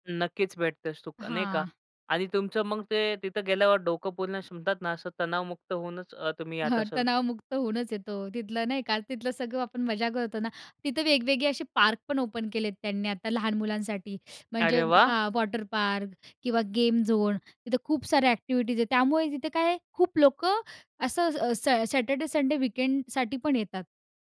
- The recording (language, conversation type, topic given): Marathi, podcast, तुमच्या आवडत्या निसर्गस्थळाबद्दल सांगू शकाल का?
- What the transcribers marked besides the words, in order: in English: "ओपन"; other background noise; in English: "गेम झोन"; in English: "वीकेंडसाठी"